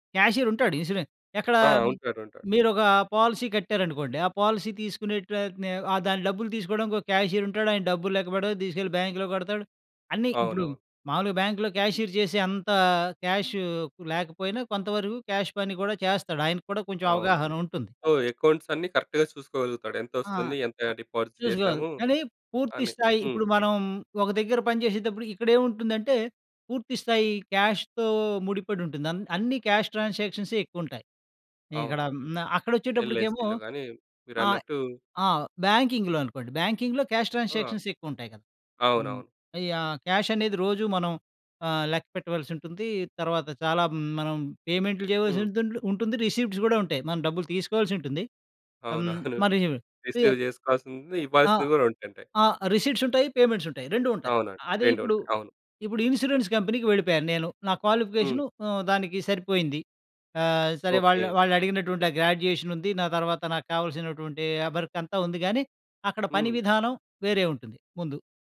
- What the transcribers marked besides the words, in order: in English: "ఇన్స్యూరెన్స్"; in English: "పాలసీ"; in English: "పాలసీ"; in English: "బ్యాంకులో"; in English: "బ్యాంకులో క్యాషియర్"; in English: "క్యాష్"; in English: "అకౌంట్స్"; other background noise; in English: "కరెక్ట్‌గా"; in English: "డిపాజిట్"; in English: "క్యాష్‌తో"; in English: "క్యాష్ ట్రాన్సాక్షన్సే"; in English: "ఎల్‌ఐసీ‌లో"; in English: "బ్యాంకింగ్‌లో"; in English: "బ్యాంకింగ్‌లో క్యాష్ ట్రాన్సాక్షన్స్"; in English: "క్యాష్"; in English: "రిసిప్ట్స్"; laughing while speaking: "అవునవును"; in English: "రిసీవ్"; in English: "రిసిప్ట్స్"; in English: "పేమెంట్స్"; in English: "ఇన్సూరెన్స్ కంపెనీకి"; in English: "క్వాలిఫికేషన్"; in English: "గ్రాడ్యుయేషన్"; in English: "వర్క్"
- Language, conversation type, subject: Telugu, podcast, అనుభవం లేకుండా కొత్త రంగానికి మారేటప్పుడు మొదట ఏవేవి అడుగులు వేయాలి?